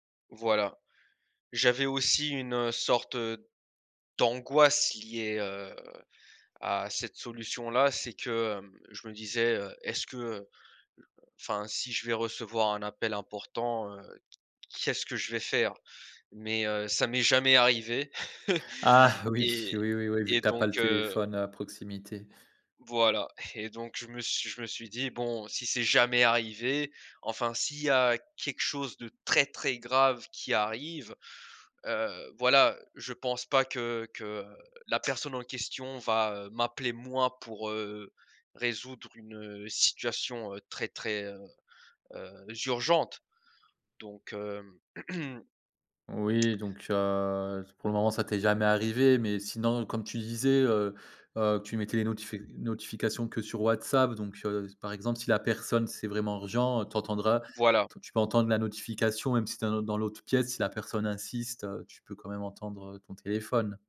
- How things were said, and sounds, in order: stressed: "d'angoisse"; chuckle; stressed: "très, très"; other background noise; throat clearing; tapping
- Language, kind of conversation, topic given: French, podcast, Comment les réseaux sociaux influencent-ils nos amitiés ?